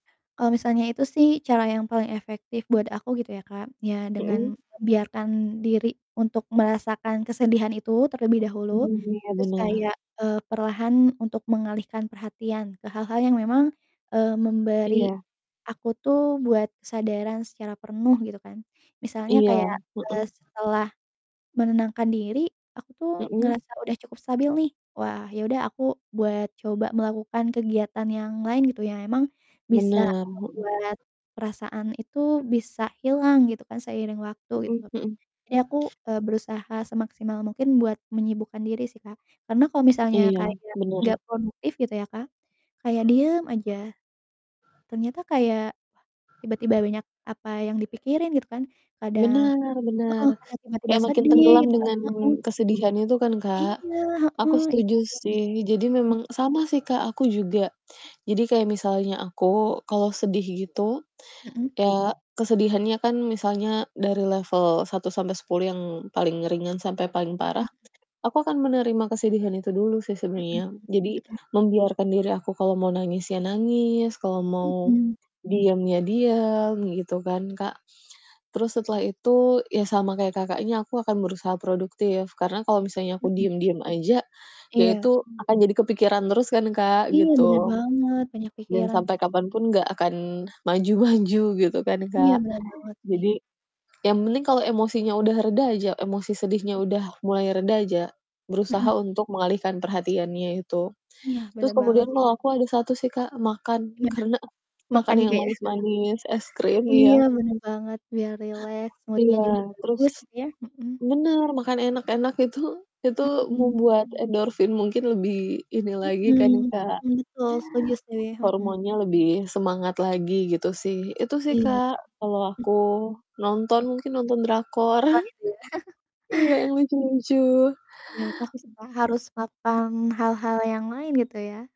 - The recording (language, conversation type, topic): Indonesian, unstructured, Apa yang menurutmu paling sulit saat menghadapi rasa sedih?
- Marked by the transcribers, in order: other background noise; static; distorted speech; "penuh" said as "pernuh"; mechanical hum; background speech; chuckle; in English: "mood-nya"; tapping; chuckle